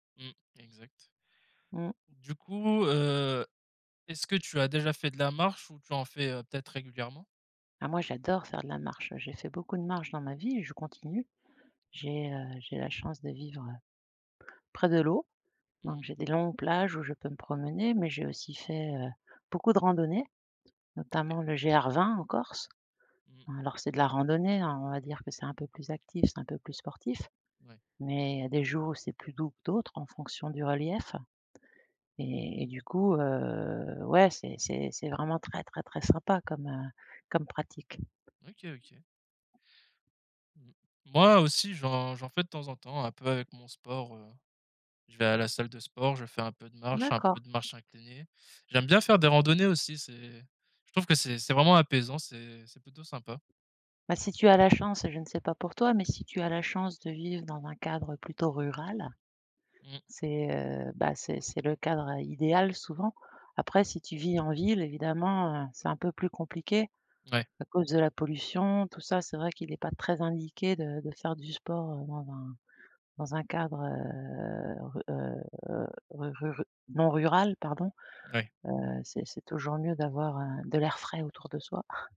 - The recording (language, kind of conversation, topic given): French, unstructured, Quels sont les bienfaits surprenants de la marche quotidienne ?
- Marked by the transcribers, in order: tapping; other background noise; chuckle